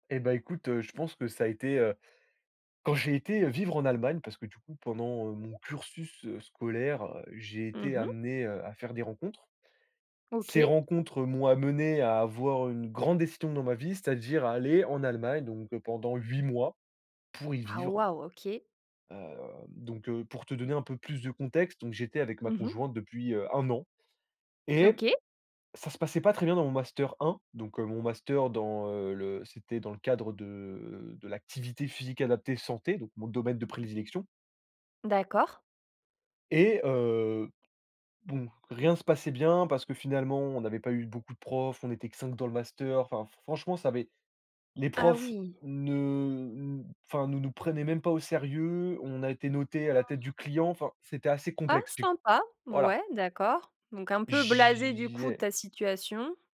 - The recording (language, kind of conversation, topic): French, podcast, Quel est ton tout premier souvenir en arrivant dans un autre endroit ?
- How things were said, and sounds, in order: drawn out: "J'ai"